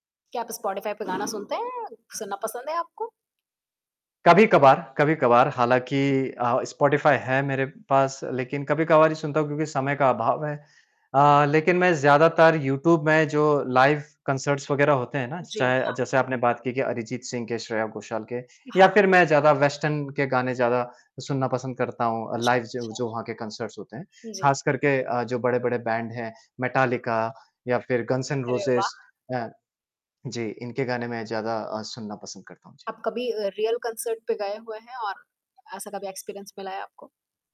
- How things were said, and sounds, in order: static; other background noise; in English: "लाइव कंसर्ट्स"; in English: "वेस्टर्न"; in English: "लाइव"; in English: "कंसर्ट्स"; horn; in English: "मेटालिका"; in English: "गन्स एंड रोज़ेज"; in English: "रियल कंसर्ट"; in English: "एक्सपीरियंस"
- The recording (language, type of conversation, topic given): Hindi, podcast, लाइव संगीत और रिकॉर्ड किए गए संगीत में आपको क्या अंतर महसूस होता है?